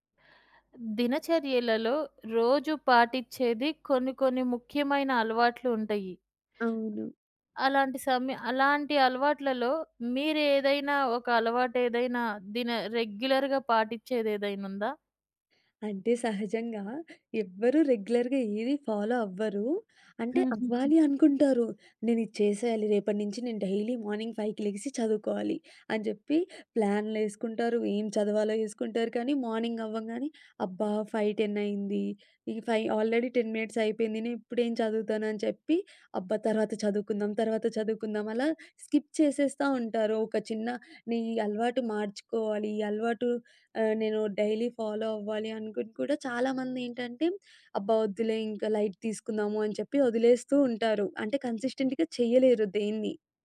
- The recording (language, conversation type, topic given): Telugu, podcast, ఒక చిన్న అలవాటు మీ రోజువారీ దినచర్యను ఎలా మార్చిందో చెప్పగలరా?
- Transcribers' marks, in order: in English: "రెగ్యులర్‌గా"; other background noise; in English: "రెగ్యులర్‌గా"; in English: "ఫాలో"; in English: "డైలీ మార్నింగ్ ఫైవ్‌కి"; in English: "మార్నింగ్"; in English: "ఫైవ్ టెన్"; in English: "ఫైవ్ ఆల్రెడీ టెన్ మినిట్స్"; in English: "స్కిప్"; in English: "డైలీ ఫాలో"; in English: "లైట్"; in English: "కన్సిస్టెంట్‌గా"